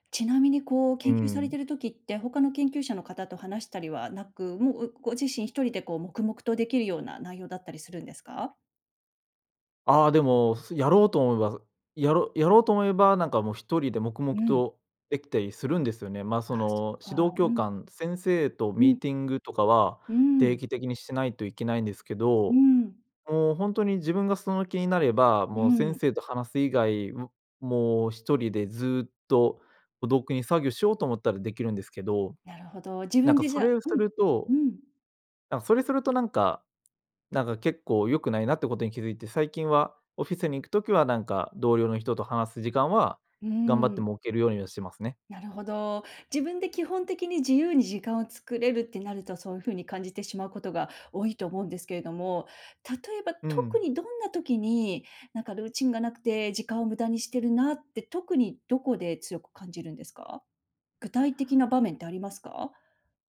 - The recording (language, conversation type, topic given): Japanese, advice, ルーチンがなくて時間を無駄にしていると感じるのはなぜですか？
- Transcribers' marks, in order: none